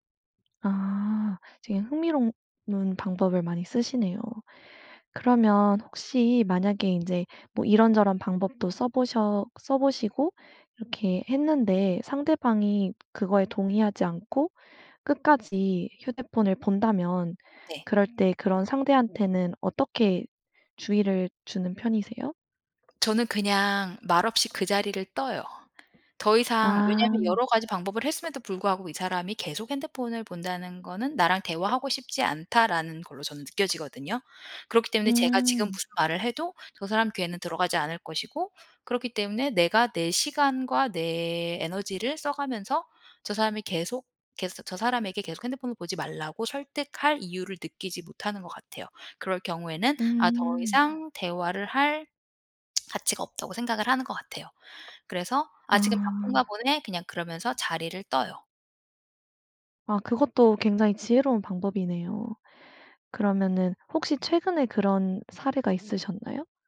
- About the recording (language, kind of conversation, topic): Korean, podcast, 대화 중에 상대가 휴대폰을 볼 때 어떻게 말하면 좋을까요?
- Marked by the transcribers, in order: other background noise; tapping; lip smack